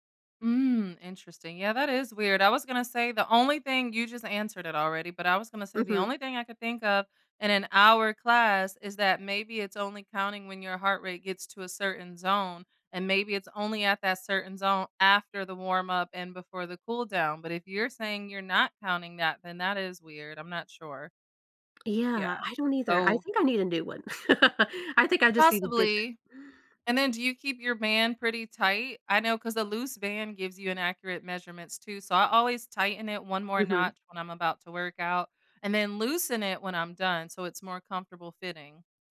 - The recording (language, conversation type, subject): English, unstructured, How do I decide to try a new trend, class, or gadget?
- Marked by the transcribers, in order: laugh